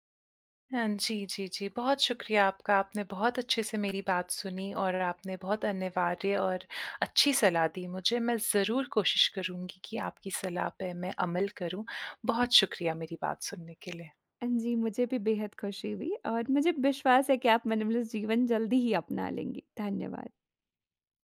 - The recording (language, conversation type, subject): Hindi, advice, मिनिमलिस्ट जीवन अपनाने की इच्छा होने पर भी आप शुरुआत क्यों नहीं कर पा रहे हैं?
- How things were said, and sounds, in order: other background noise; in English: "मिनिमिलिस्ट"